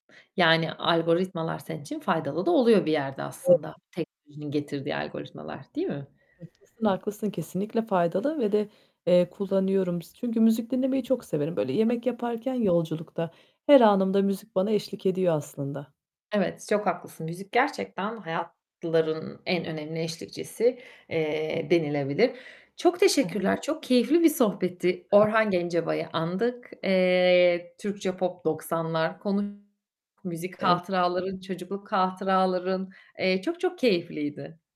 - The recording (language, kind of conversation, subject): Turkish, podcast, Hatırladığın en eski müzik anın ya da aklına kazınan ilk şarkı hangisiydi?
- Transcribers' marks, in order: unintelligible speech; distorted speech; static; other background noise; bird; unintelligible speech